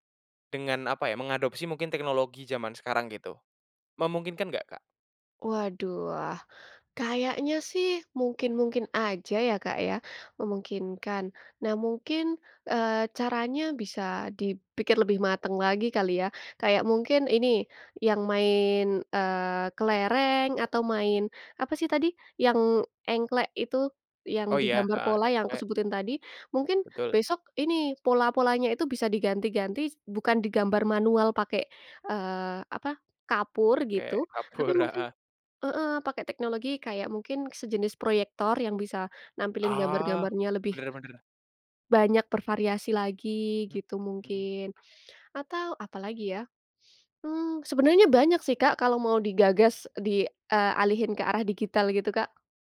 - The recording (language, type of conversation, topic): Indonesian, podcast, Permainan tradisional apa yang paling sering kamu mainkan saat kecil?
- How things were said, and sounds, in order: tapping; laughing while speaking: "kapur"; other background noise